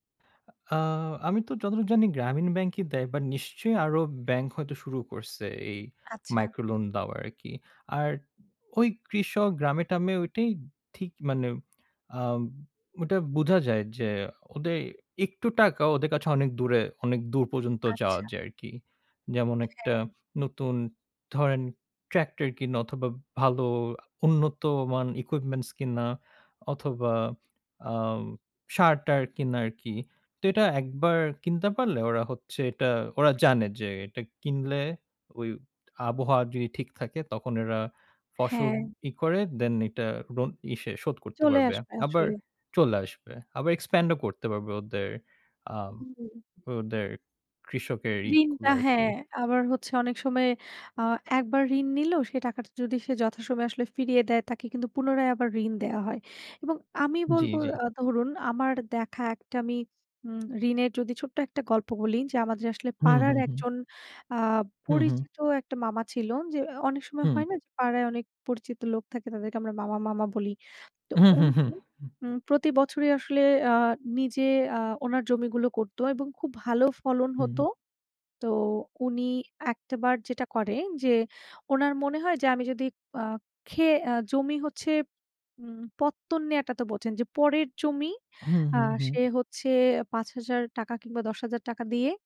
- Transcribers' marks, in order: in English: "micro loan"; in English: "equipments"; in English: "expand"; tapping
- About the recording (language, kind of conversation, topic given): Bengali, unstructured, ঋণ নেওয়া কখন ঠিক এবং কখন ভুল?